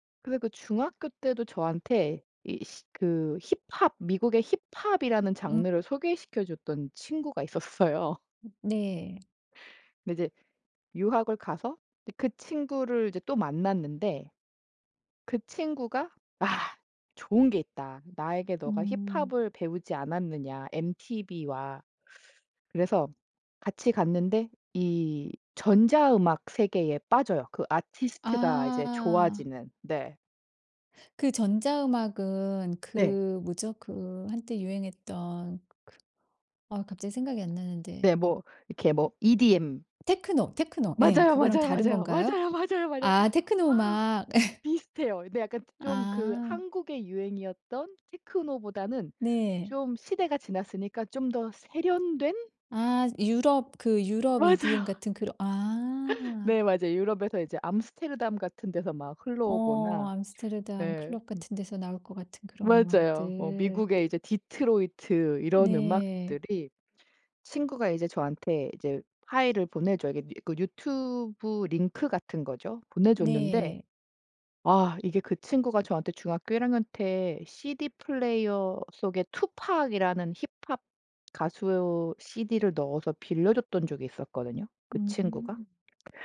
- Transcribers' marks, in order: laughing while speaking: "있었어요"; other background noise; laugh
- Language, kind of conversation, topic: Korean, podcast, 술집·카페·클럽 같은 장소가 음악 취향을 형성하는 데 어떤 역할을 했나요?